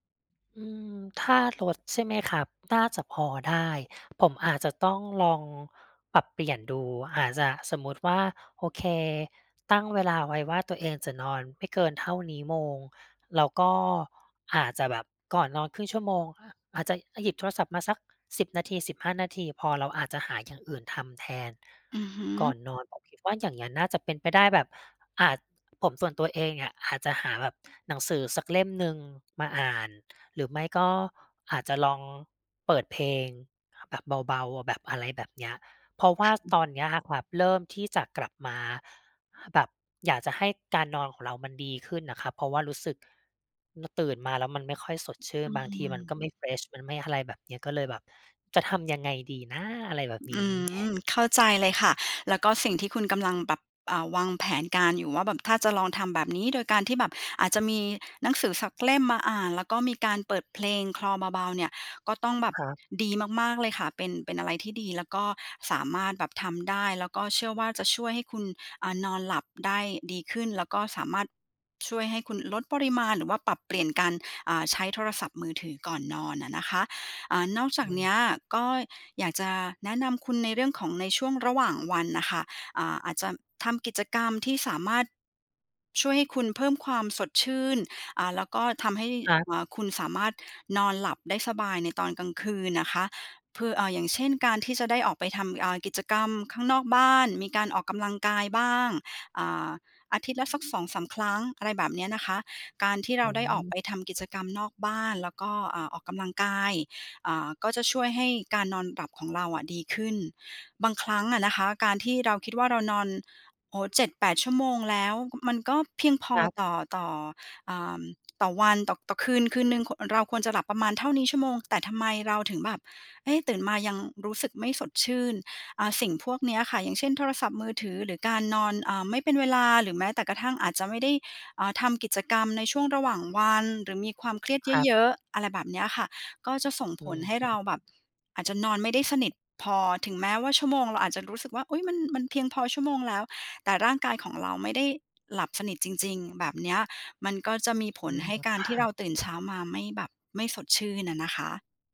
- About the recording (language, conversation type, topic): Thai, advice, ทำไมตื่นมาไม่สดชื่นทั้งที่นอนพอ?
- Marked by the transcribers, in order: other noise; in English: "เฟรช"; stressed: "นะ"; chuckle; other background noise